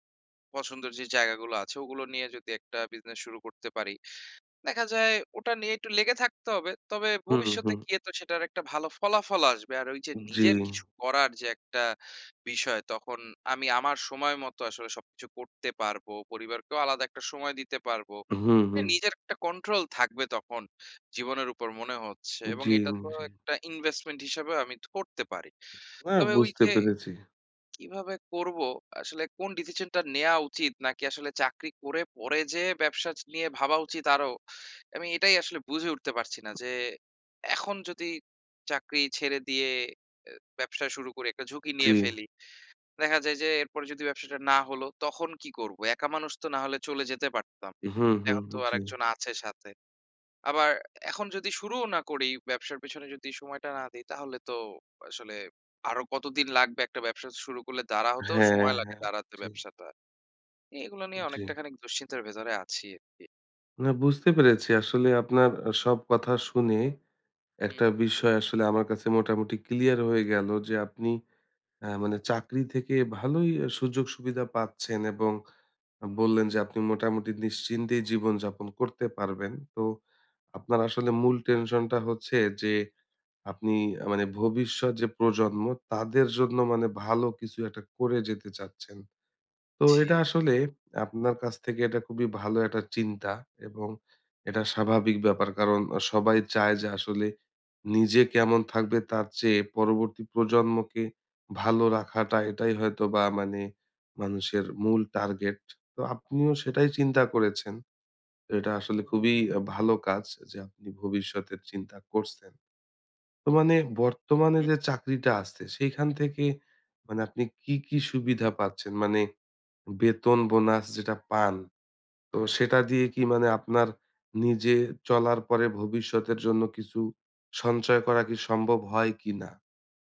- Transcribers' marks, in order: sad: "জি, জি"; in English: "ইনভেস্টমেন্ট"; sad: "ওই যে কীভাবে করব?"; tapping; sad: "এখন যদি চাকরি ছেড়ে দিয়ে … আরেকজন আছে সাথে"; inhale; sad: "এগুলো নিয়ে অনেকটাখানিক দুশ্চিন্তের ভেতরে আছি আরকি"; in English: "tension"; "একটা" said as "এয়াটা"
- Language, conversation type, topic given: Bengali, advice, নিরাপদ চাকরি নাকি অর্থপূর্ণ ঝুঁকি—দ্বিধায় আছি